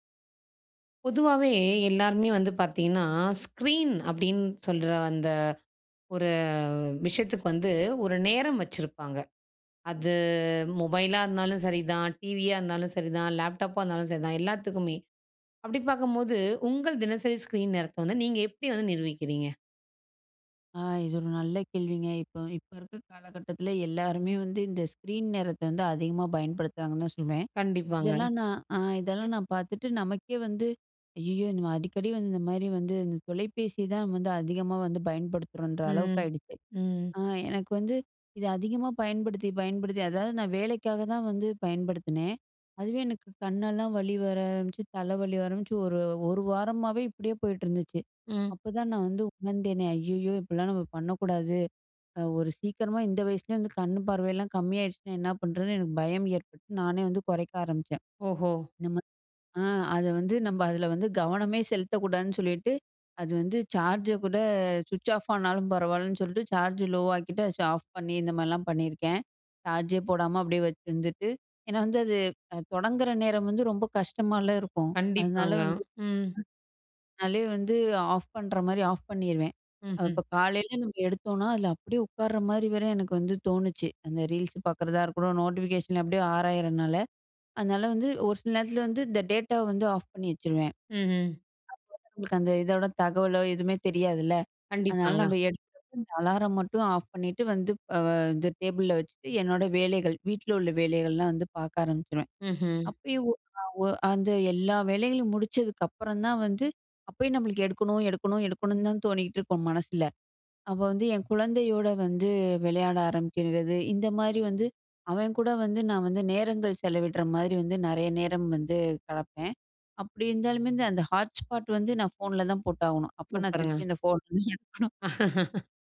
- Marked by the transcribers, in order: in English: "ஸ்க்ரீன்"; drawn out: "அது"; in English: "ஸ்க்ரீன்"; in English: "ஸ்க்ரீன்"; unintelligible speech; in English: "நோட்டிஃபிகேஷன்"; in English: "டேட்டாவ"; in English: "ஹாட்ஸ்பாட்"; chuckle; laugh
- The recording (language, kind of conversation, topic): Tamil, podcast, உங்கள் தினசரி திரை நேரத்தை நீங்கள் எப்படி நிர்வகிக்கிறீர்கள்?